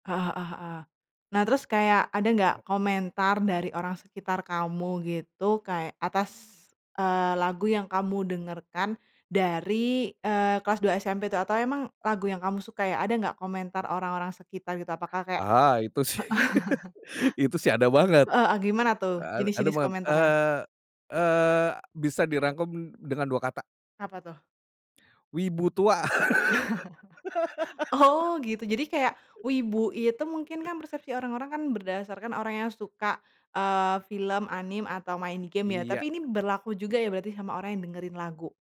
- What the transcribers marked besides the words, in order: tapping; other background noise; laughing while speaking: "sih"; laugh; laughing while speaking: "heeh"; laugh; laugh; other noise
- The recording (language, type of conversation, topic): Indonesian, podcast, Lagu apa yang memperkenalkan kamu pada genre musik baru?